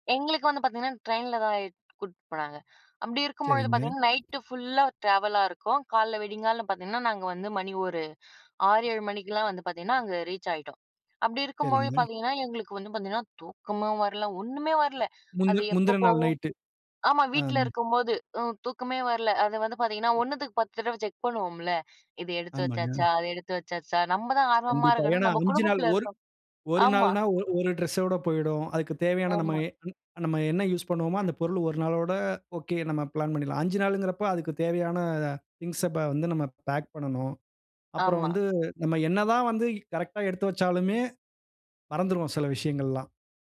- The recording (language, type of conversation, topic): Tamil, podcast, அடுத்த நாள் மிகவும் முக்கியமானது என்றால், நீங்கள் உங்கள் தூக்கத்தை எப்படி சீராக்கிக் கொள்கிறீர்கள்?
- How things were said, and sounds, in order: other background noise; tapping; in English: "ரீச்"